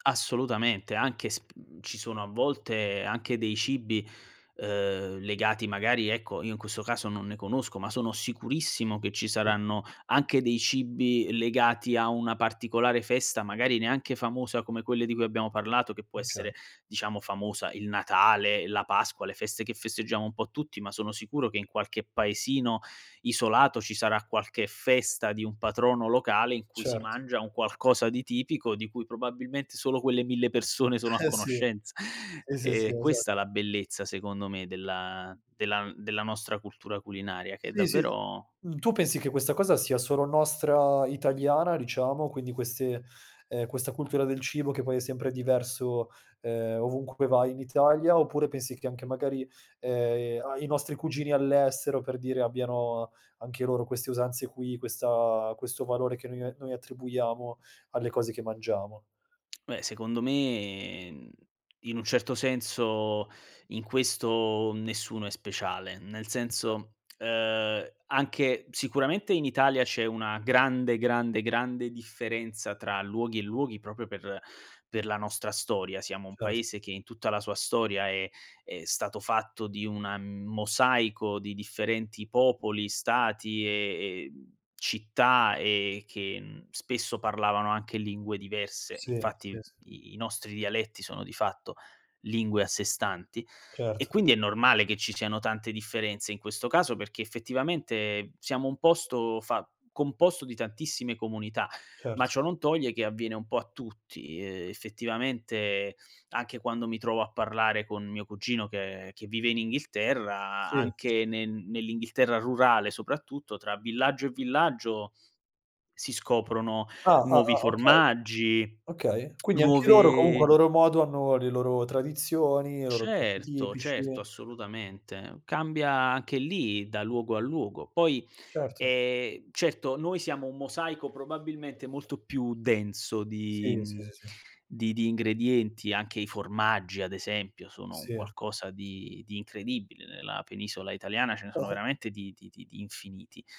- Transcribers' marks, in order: other background noise; laughing while speaking: "Eh sì"; "proprio" said as "propio"; lip smack
- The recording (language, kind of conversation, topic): Italian, podcast, Qual è il ruolo delle feste nel legame col cibo?
- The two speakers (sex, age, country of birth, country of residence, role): male, 25-29, Italy, Italy, guest; male, 30-34, Italy, Italy, host